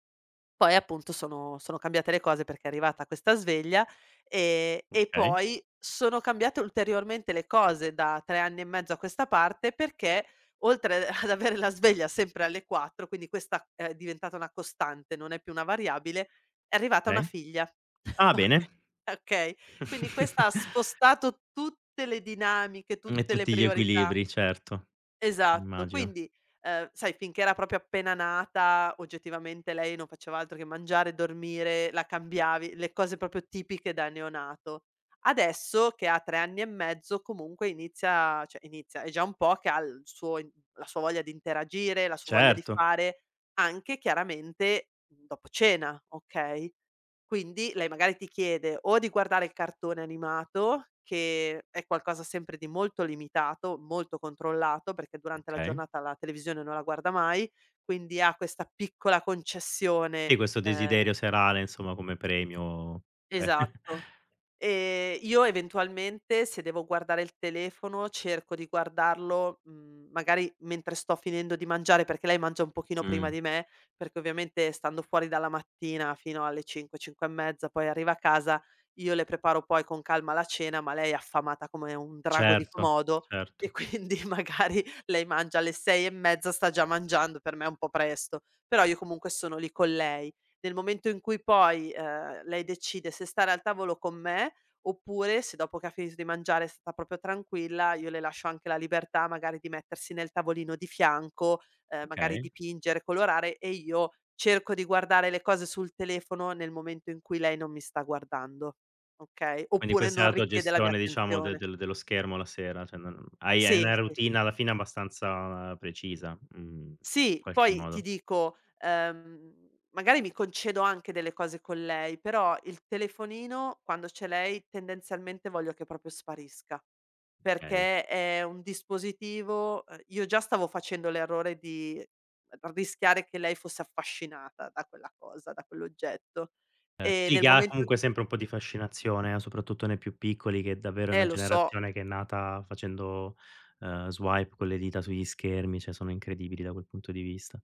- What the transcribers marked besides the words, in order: laughing while speaking: "a"; "Okay" said as "kay"; tapping; chuckle; laughing while speaking: "oka"; chuckle; "proprio" said as "propio"; "proprio" said as "popio"; "cioè" said as "ceh"; "Okay" said as "kay"; chuckle; laughing while speaking: "quindi, magari"; "proprio" said as "propio"; "Okay" said as "kay"; "cioè" said as "ceh"; "proprio" said as "propio"; "Okay" said as "kay"; in English: "swipe"; "cioè" said as "ceh"
- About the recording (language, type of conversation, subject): Italian, podcast, Come gestisci schermi e tecnologia prima di andare a dormire?